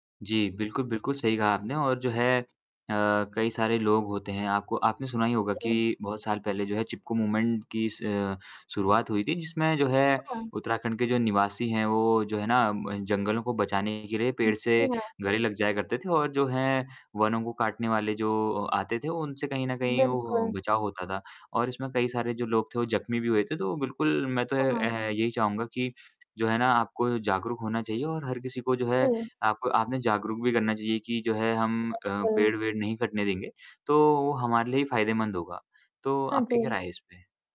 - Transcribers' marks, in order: static; in English: "मूवमेंट"; distorted speech
- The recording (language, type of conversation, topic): Hindi, unstructured, पर्यावरण बचाने के लिए हम अपनी रोज़मर्रा की ज़िंदगी में क्या कर सकते हैं?